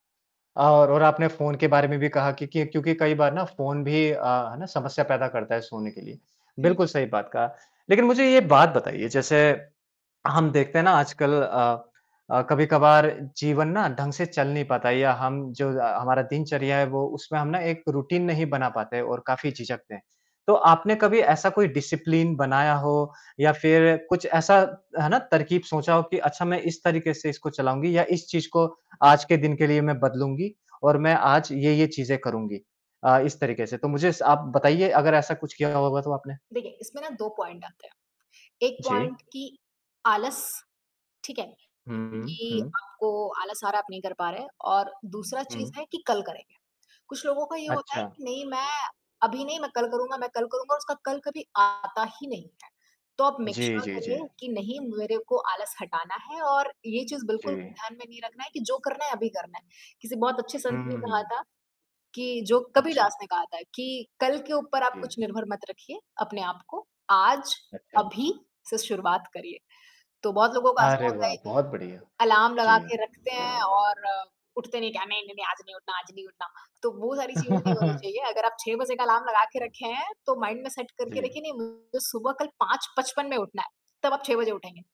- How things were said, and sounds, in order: static; horn; in English: "रूटीन"; in English: "डिसिप्लिन"; distorted speech; in English: "पॉइंट"; in English: "पॉइंट"; in English: "मेक श्योर"; tapping; chuckle; in English: "माइंड"; in English: "सेट"
- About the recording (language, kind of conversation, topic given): Hindi, podcast, आपकी रोज़ की रचनात्मक दिनचर्या कैसी होती है?